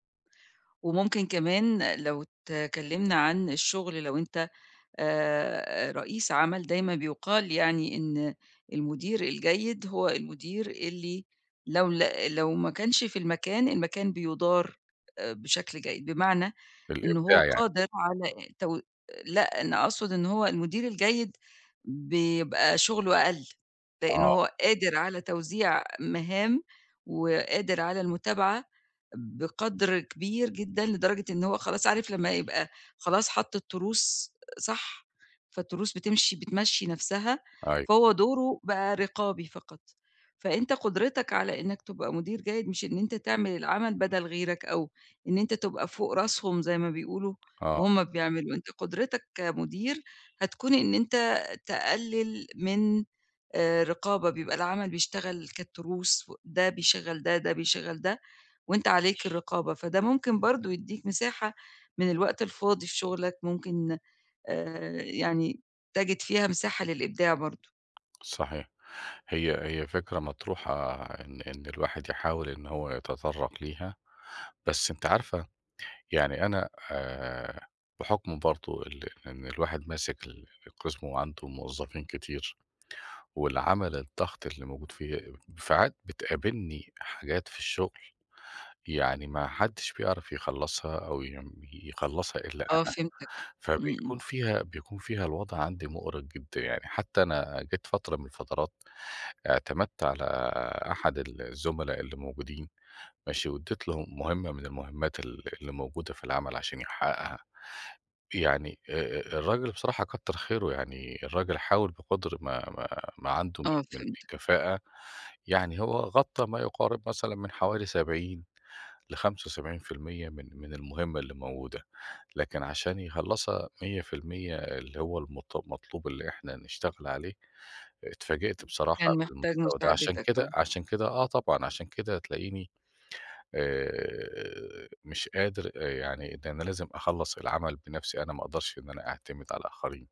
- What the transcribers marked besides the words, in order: tapping; "ساعات" said as "فاعات"
- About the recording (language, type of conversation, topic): Arabic, advice, إمتى وازاي بتلاقي وقت وطاقة للإبداع وسط ضغط الشغل والبيت؟